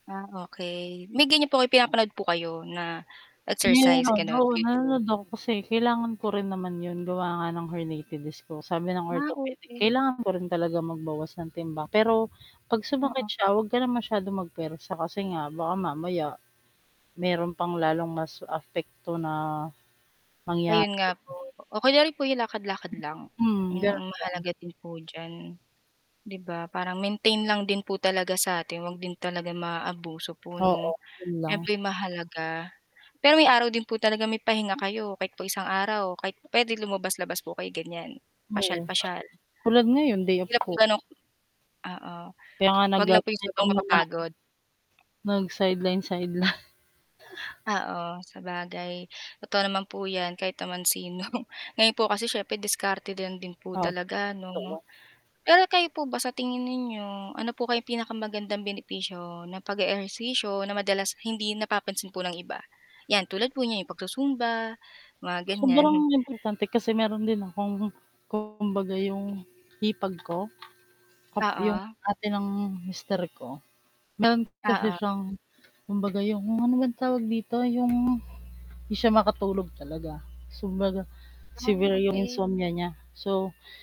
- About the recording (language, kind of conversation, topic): Filipino, unstructured, Ano ang mga pagbabagong napapansin mo kapag regular kang nag-eehersisyo?
- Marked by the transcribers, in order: static; in English: "herniated disc"; in English: "orthopedic"; "apekto" said as "afekto"; background speech; tapping; distorted speech; laughing while speaking: "Magsideline-sideline"; laughing while speaking: "sino"; laughing while speaking: "ganiyan"; "Kumbaga" said as "sumbaga"